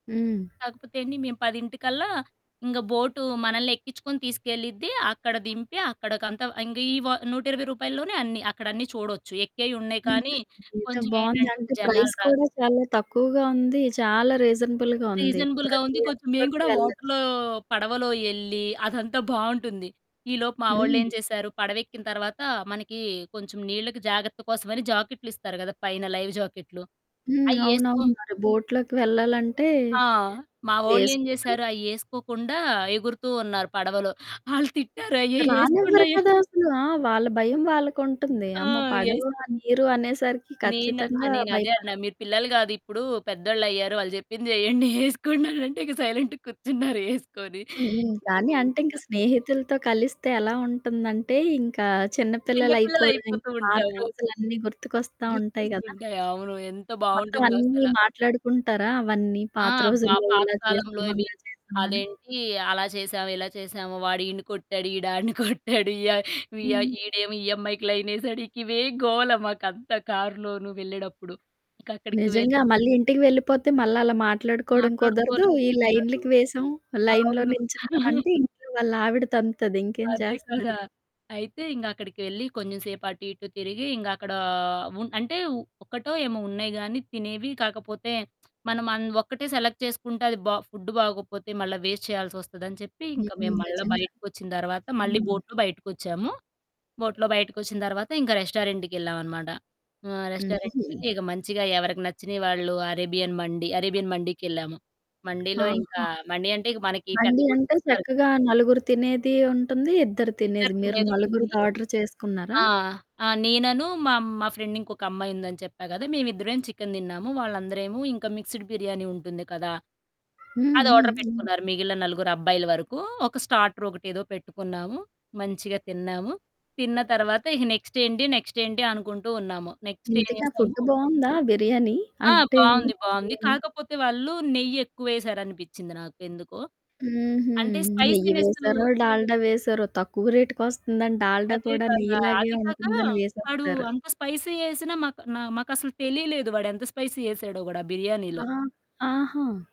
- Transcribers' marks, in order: static; other background noise; in English: "ప్రైస్"; in English: "రీజనబుల్‌గా"; in English: "రీజనబుల్‌గా"; in English: "వాటర్‌లో"; in English: "లైవ్"; in English: "బోట్‌లోకి"; distorted speech; laughing while speaking: "ఆళ్ళు తిట్టారు. అయ్యయ్య ఏసుకుండయ్య!"; other street noise; laughing while speaking: "ఏసుకోండనంటే, ఇక సైలెంట్‌గా కూర్చున్నారు ఏసుకొని. ఇంక మంచిగా"; in English: "సైలెంట్‌గా"; chuckle; in English: "లైన్‌లో"; chuckle; in English: "సెలెక్ట్"; in English: "ఫుడ్"; in English: "వేస్ట్"; in English: "బోట్‌లో"; in English: "బోట్‌లో"; in English: "రెస్టారెంట్‌కెళ్ళామనమాట"; in English: "రెస్టారెంట్‌కెళ్ళి"; in English: "ఆర్డర్"; in English: "ఫ్రెండ్"; in English: "మిక్స్డ్"; background speech; in English: "నెక్స్ట్"; in English: "నెక్స్ట్"; in English: "నెక్స్ట్"; in English: "స్పైసీ"; in English: "స్పైసీ"
- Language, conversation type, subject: Telugu, podcast, పాత స్నేహితులను మళ్లీ సంప్రదించడానికి సరైన మొదటి అడుగు ఏమిటి?